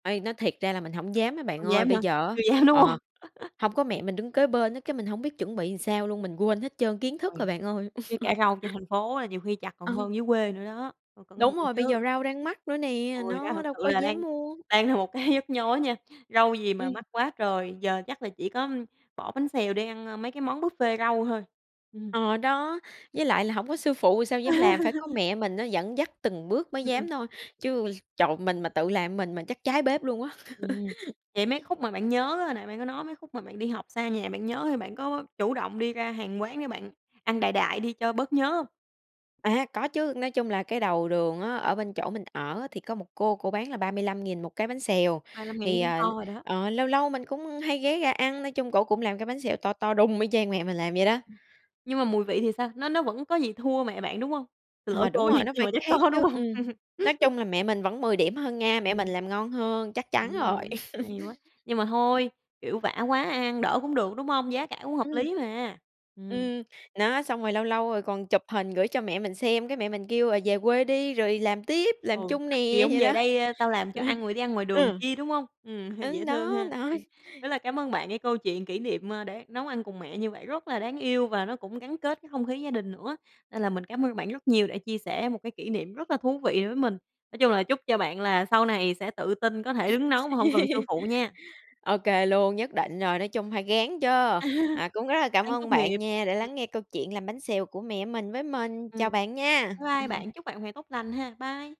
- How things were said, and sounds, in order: laughing while speaking: "dám, đúng hông?"; chuckle; tapping; chuckle; other background noise; laughing while speaking: "là một cái"; laugh; chuckle; laughing while speaking: "nha"; laughing while speaking: "có, đúng hông?"; chuckle; chuckle; laughing while speaking: "đó. Ừ"; laughing while speaking: "đó"; laugh; laughing while speaking: "À"
- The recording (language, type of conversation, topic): Vietnamese, podcast, Bạn có kỷ niệm nào đáng nhớ khi cùng mẹ nấu ăn không?